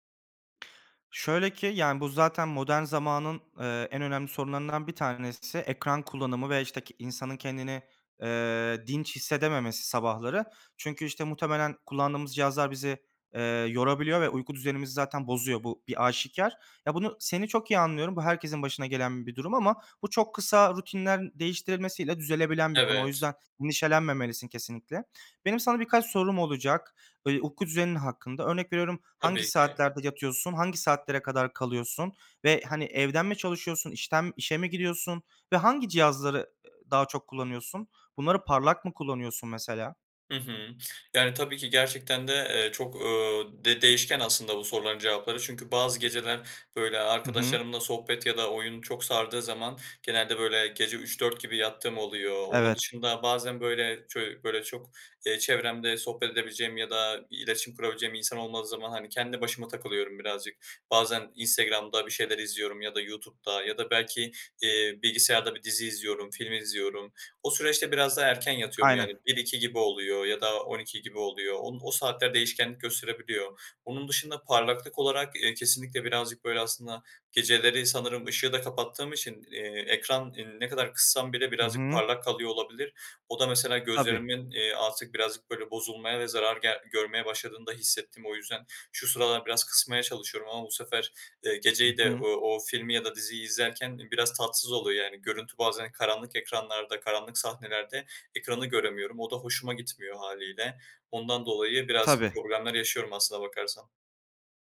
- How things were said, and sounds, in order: other background noise
- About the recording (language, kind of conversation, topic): Turkish, advice, Gece ekran kullanımı uykumu nasıl bozuyor ve bunu nasıl düzeltebilirim?